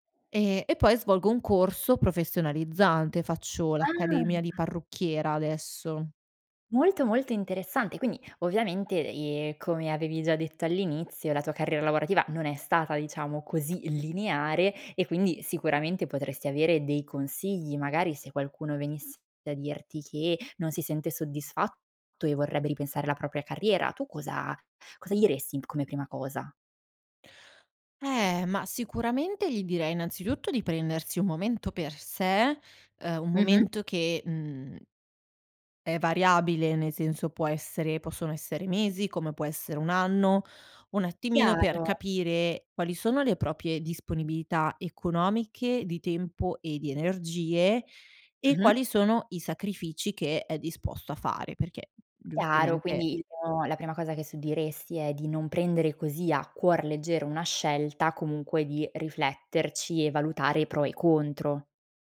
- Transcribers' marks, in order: "proprie" said as "propie"
- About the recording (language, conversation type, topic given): Italian, podcast, Qual è il primo passo per ripensare la propria carriera?